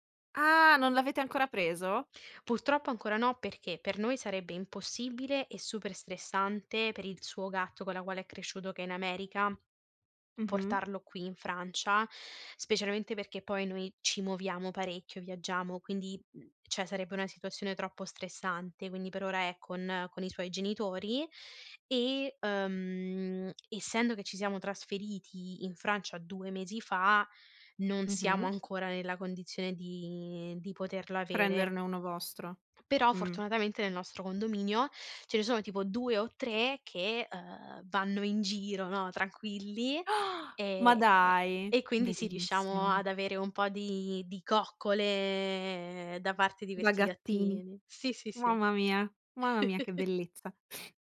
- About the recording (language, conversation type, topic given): Italian, podcast, Qual è stato un incontro casuale che ti ha cambiato la vita?
- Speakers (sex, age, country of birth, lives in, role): female, 25-29, Italy, Italy, guest; female, 25-29, Italy, Italy, host
- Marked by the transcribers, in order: "cioè" said as "ceh"; drawn out: "ehm"; other background noise; gasp; tapping; drawn out: "coccole"; chuckle